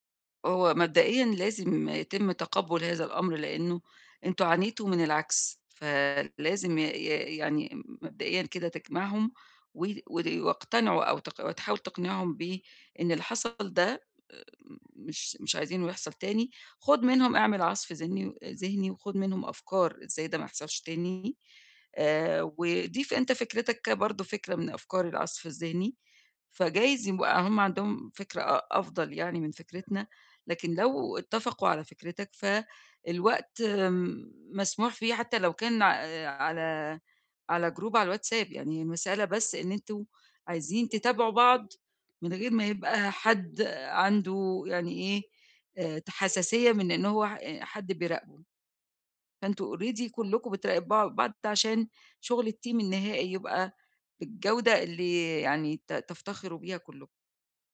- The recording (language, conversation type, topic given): Arabic, advice, إزاي أقدر أستعيد ثقتي في نفسي بعد ما فشلت في شغل أو مشروع؟
- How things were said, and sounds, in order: other background noise; in English: "already"; in English: "الteam"